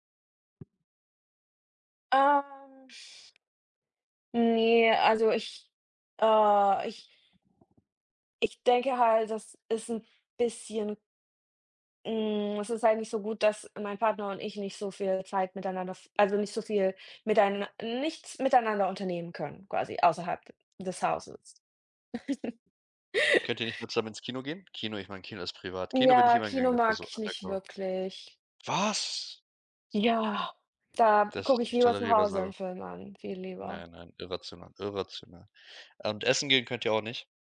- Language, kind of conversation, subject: German, unstructured, Wie findest du in einer schwierigen Situation einen Kompromiss?
- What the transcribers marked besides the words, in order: tapping; drawn out: "Ähm"; other background noise; chuckle; in English: "undercover"; surprised: "Was?"; stressed: "Ja"